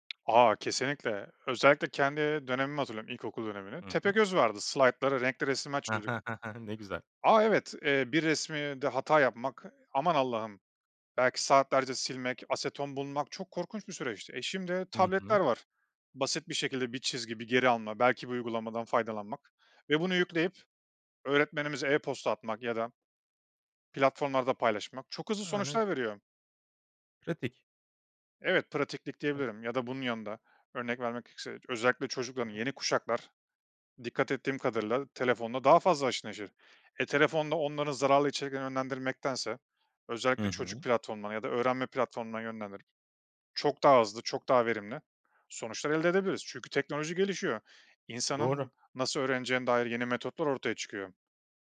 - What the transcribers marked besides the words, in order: tapping; chuckle; "resimde" said as "resmide"; unintelligible speech
- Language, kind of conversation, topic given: Turkish, podcast, Teknoloji öğrenme biçimimizi nasıl değiştirdi?